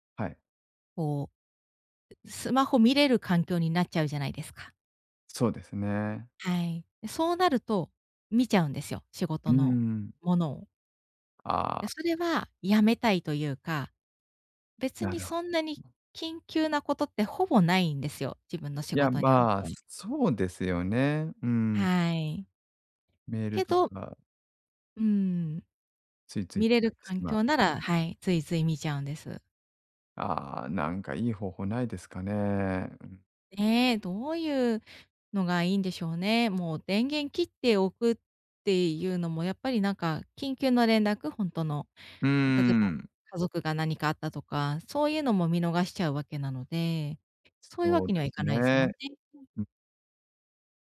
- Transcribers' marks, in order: unintelligible speech; other background noise
- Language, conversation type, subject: Japanese, advice, 休暇中に本当にリラックスするにはどうすればいいですか？